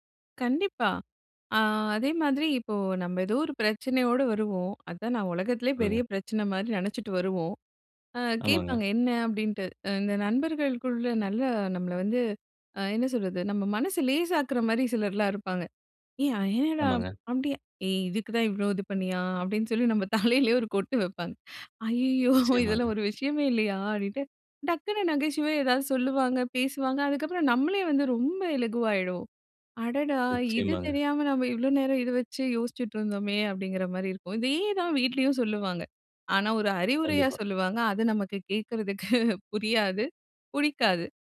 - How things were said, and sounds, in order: other background noise; laughing while speaking: "நம்ம தலையிலே ஒரு கொட்டு வைப்பாங்க. அய்யையோ! இதெல்லாம் ஒரு விஷயமே இல்லையா? அப்படின்ட்டு"; laughing while speaking: "கேட்கறதுக்கு புரியாது"; "புடிக்காது" said as "புதிக்காது"
- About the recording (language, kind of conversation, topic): Tamil, podcast, நண்பர்களின் சுவை வேறிருந்தால் அதை நீங்கள் எப்படிச் சமாளிப்பீர்கள்?